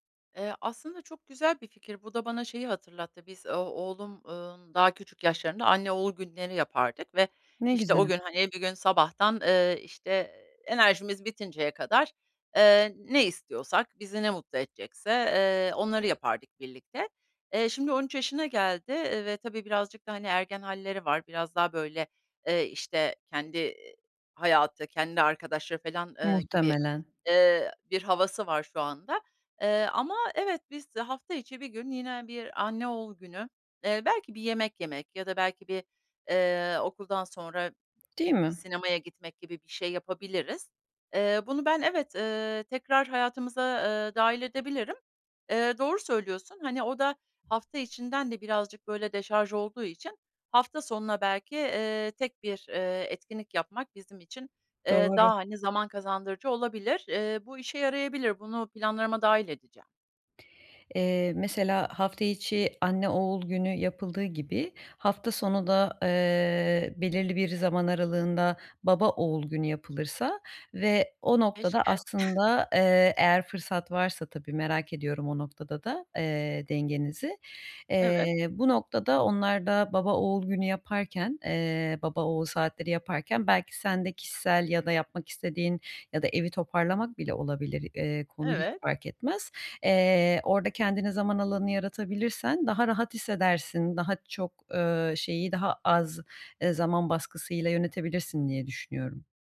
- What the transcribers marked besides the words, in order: other background noise; tapping; chuckle
- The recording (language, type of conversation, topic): Turkish, advice, Hafta sonları sosyal etkinliklerle dinlenme ve kişisel zamanımı nasıl daha iyi dengelerim?